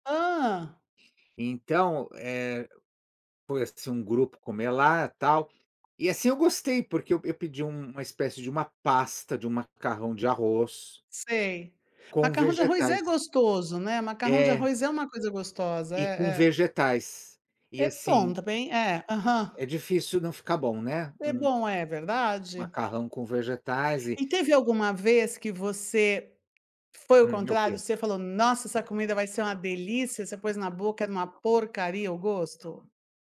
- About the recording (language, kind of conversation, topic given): Portuguese, unstructured, Você já provou alguma comida que parecia estranha, mas acabou gostando?
- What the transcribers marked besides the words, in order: tapping